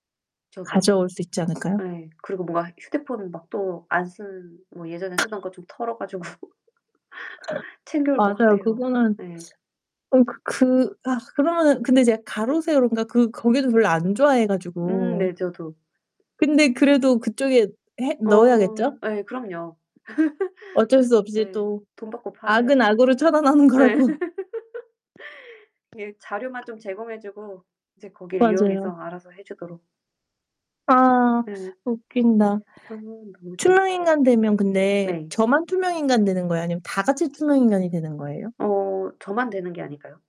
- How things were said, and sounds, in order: other background noise; laugh; laughing while speaking: "가지고"; laugh; laugh; laughing while speaking: "처단하는 거라고"; laughing while speaking: "예"; laugh; tapping
- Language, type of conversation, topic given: Korean, unstructured, 만약 우리가 투명 인간이 된다면 어떤 장난을 치고 싶으신가요?